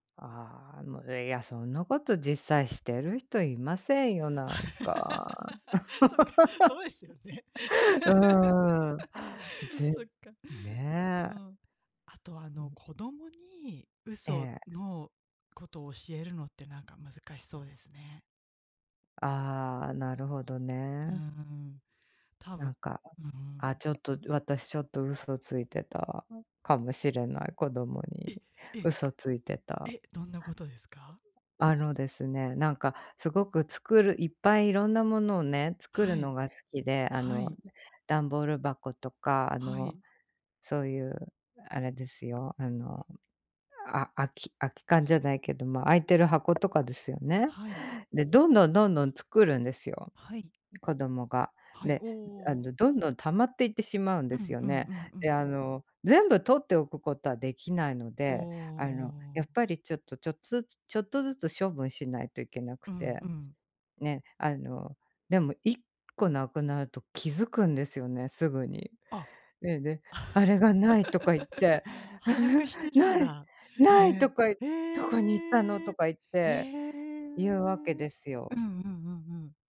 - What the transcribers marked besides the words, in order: laugh; laughing while speaking: "そっか、そうですよね"; laugh; other background noise; tapping; laugh; put-on voice: "ええ、ない、ない"; drawn out: "ええ"
- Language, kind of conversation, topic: Japanese, unstructured, 嘘をつかずに生きるのは難しいと思いますか？